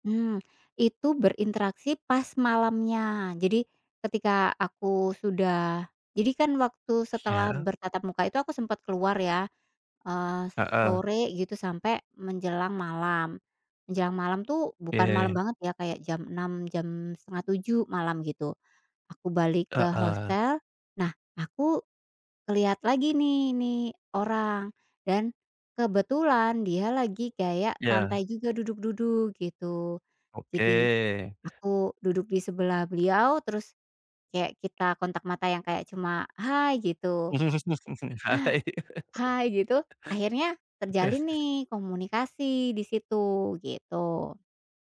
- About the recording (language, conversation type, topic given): Indonesian, podcast, Siapa orang yang paling berkesan buat kamu saat bepergian ke luar negeri, dan bagaimana kamu bertemu dengannya?
- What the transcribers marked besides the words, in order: tapping; other background noise; laugh